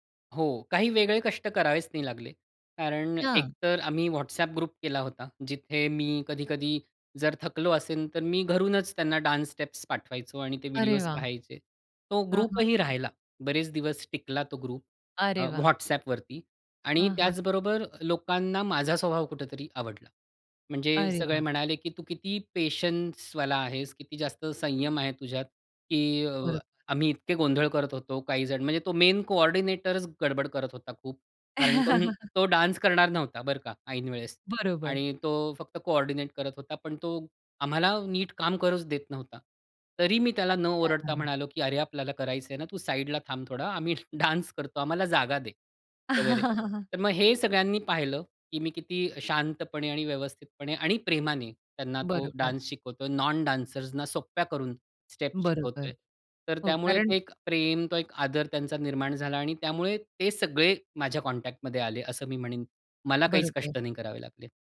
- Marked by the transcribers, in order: in English: "ग्रुप"; in English: "डान्स स्टेप्स"; in English: "ग्रुप"; in English: "ग्रुप"; in English: "मेन कोऑर्डिनेटरच"; in English: "डान्स"; chuckle; in English: "कोऑर्डिनेट"; laughing while speaking: "आम्ही डान्स करतो"; in English: "डान्स"; chuckle; in English: "डान्स"; in English: "नॉन डान्सर्सना"; in English: "स्टेप्स"; in English: "कॉन्टॅक्टमध्ये"
- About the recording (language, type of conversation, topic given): Marathi, podcast, छंदांमुळे तुम्हाला नवीन ओळखी आणि मित्र कसे झाले?